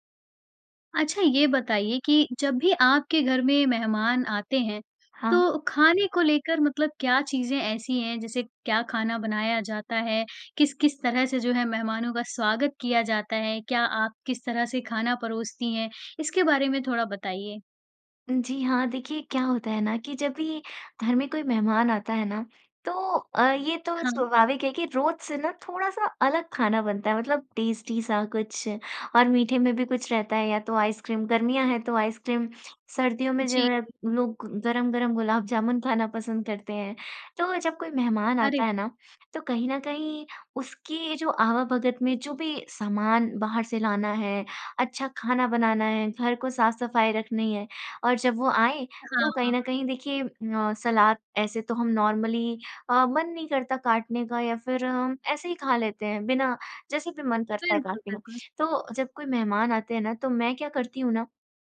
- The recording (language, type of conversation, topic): Hindi, podcast, मेहमान आने पर आप आम तौर पर खाना किस क्रम में और कैसे परोसते हैं?
- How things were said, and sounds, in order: in English: "टेस्टी"; in English: "नॉर्मली"